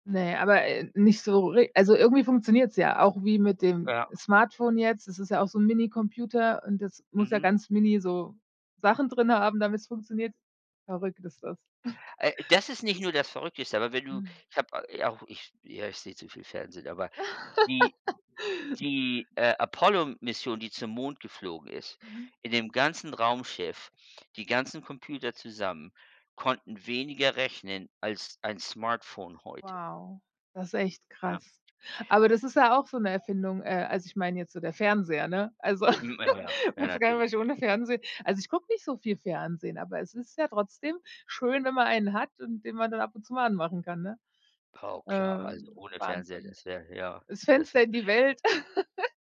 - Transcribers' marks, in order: snort; laugh; put-on voice: "Smartphone"; other background noise; chuckle; laugh
- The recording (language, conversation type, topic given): German, unstructured, Welche Erfindung würdest du am wenigsten missen wollen?